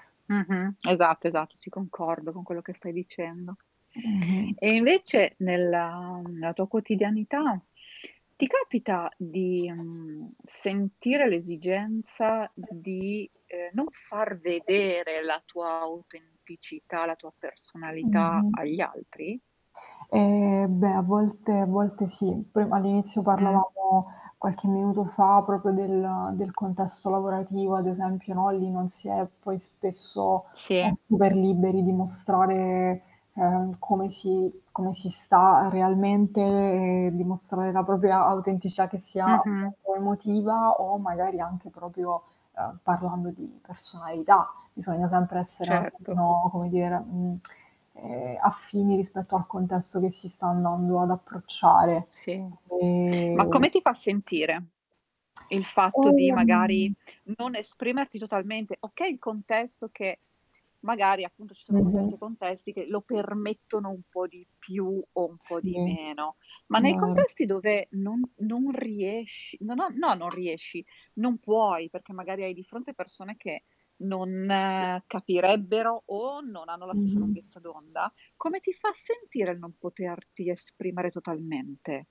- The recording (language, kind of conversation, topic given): Italian, unstructured, Che cosa ti fa sentire più te stesso?
- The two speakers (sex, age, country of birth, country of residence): female, 20-24, Italy, Italy; female, 40-44, Italy, Italy
- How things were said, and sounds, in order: static; tapping; "nella" said as "nea"; other background noise; unintelligible speech; unintelligible speech; distorted speech; unintelligible speech; "proprio" said as "propio"; tsk; mechanical hum; drawn out: "non"